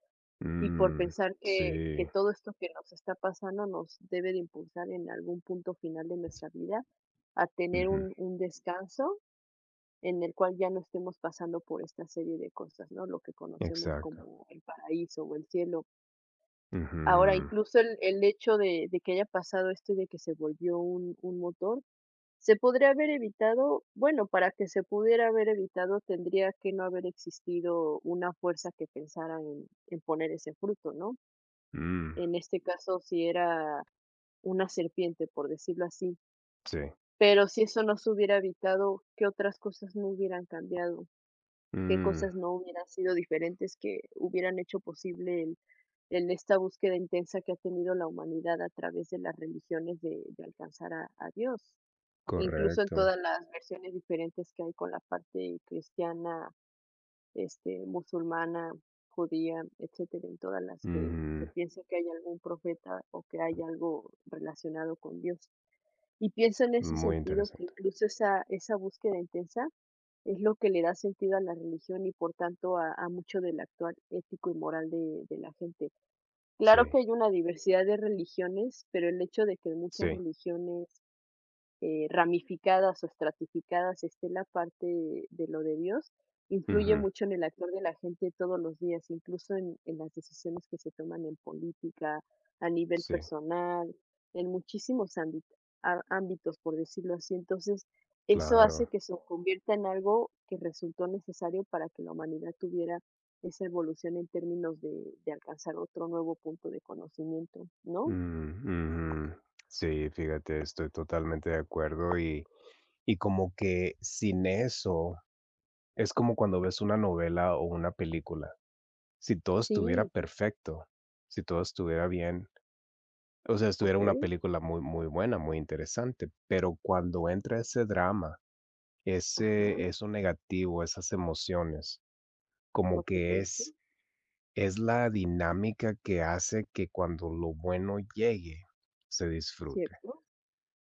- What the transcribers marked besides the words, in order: other background noise; tapping
- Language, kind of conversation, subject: Spanish, unstructured, ¿Cuál crees que ha sido el mayor error de la historia?